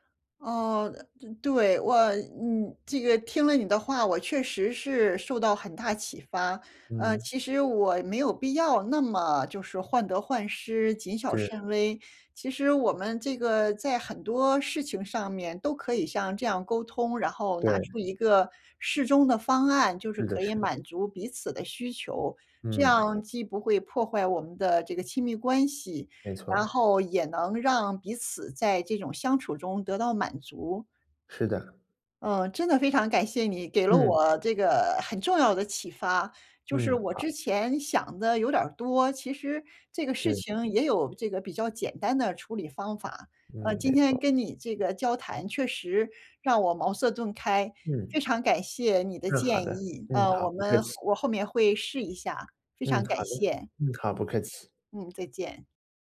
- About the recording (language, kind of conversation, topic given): Chinese, advice, 在恋爱关系中，我怎样保持自我认同又不伤害亲密感？
- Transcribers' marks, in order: other background noise